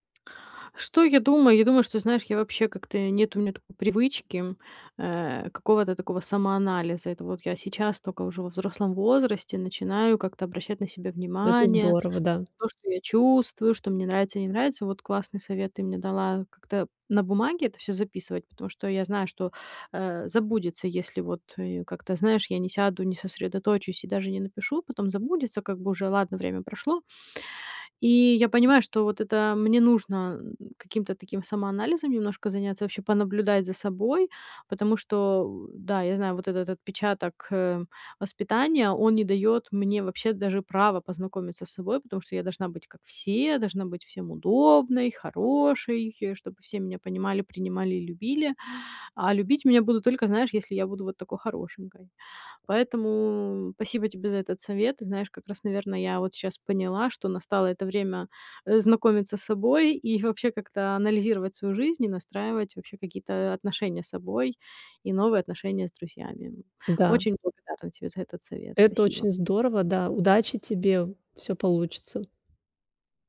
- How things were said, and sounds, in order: other background noise
- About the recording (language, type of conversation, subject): Russian, advice, Почему мне трудно говорить «нет» из-за желания угодить другим?